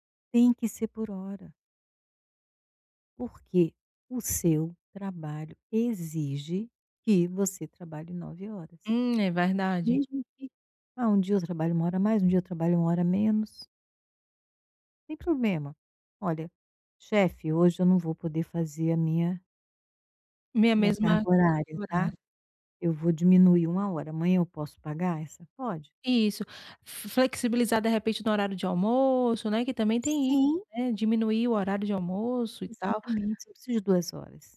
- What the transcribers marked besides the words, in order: tapping; other background noise
- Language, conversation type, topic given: Portuguese, advice, Como posso decidir entre compromissos pessoais e profissionais importantes?